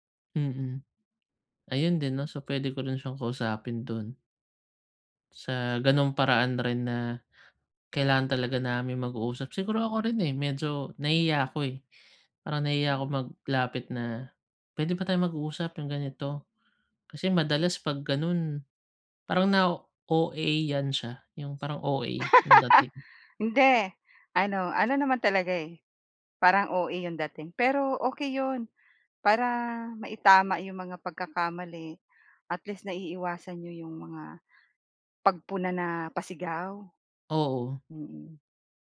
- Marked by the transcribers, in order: laugh
- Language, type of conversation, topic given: Filipino, advice, Paano ko tatanggapin ang konstruktibong puna nang hindi nasasaktan at matuto mula rito?